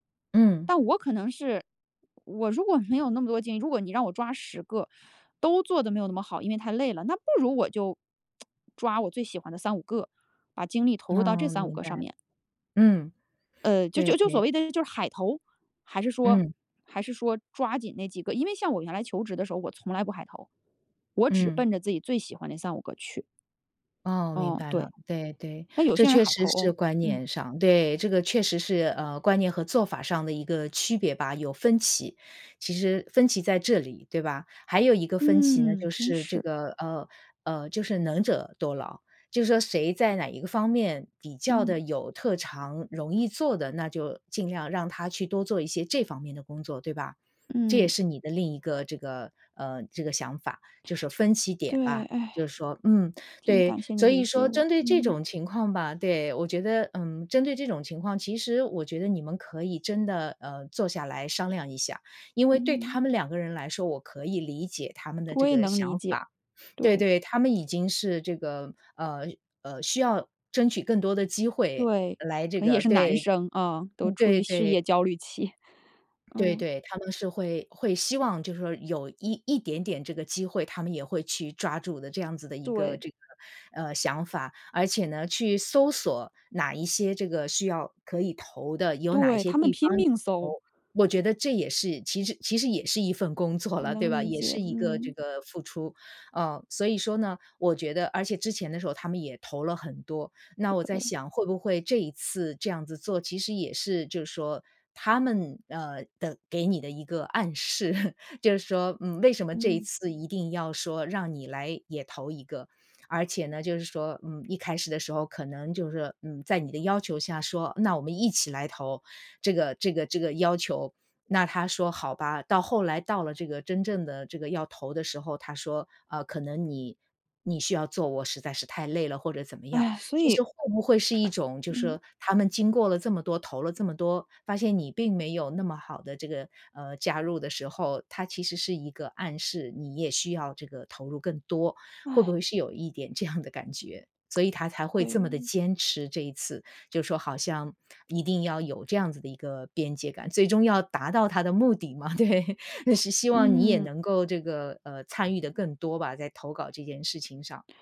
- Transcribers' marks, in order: tsk; tapping; sigh; other background noise; laughing while speaking: "暗示"; laugh; sigh; laughing while speaking: "这样的感觉"; laughing while speaking: "对"
- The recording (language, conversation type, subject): Chinese, advice, 如何建立清晰的團隊角色與責任，並提升協作效率？